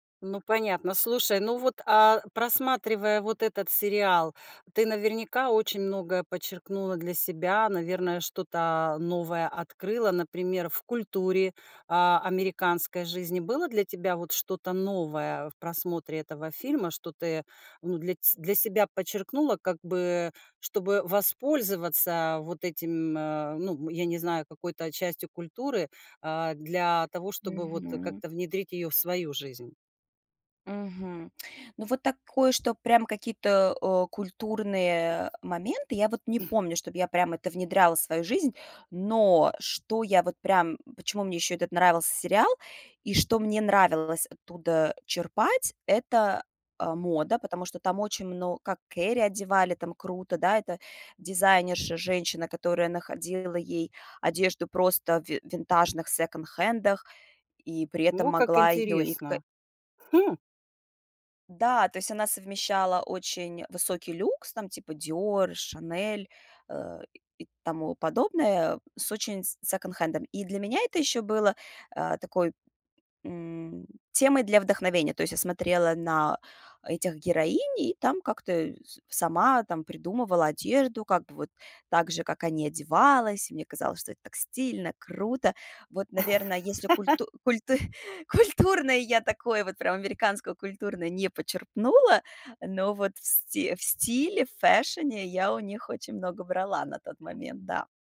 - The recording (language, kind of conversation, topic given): Russian, podcast, Какой сериал вы могли бы пересматривать бесконечно?
- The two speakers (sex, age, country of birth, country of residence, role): female, 40-44, Russia, United States, guest; female, 60-64, Kazakhstan, United States, host
- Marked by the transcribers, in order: tapping; throat clearing; laugh; laughing while speaking: "культу культу культурное"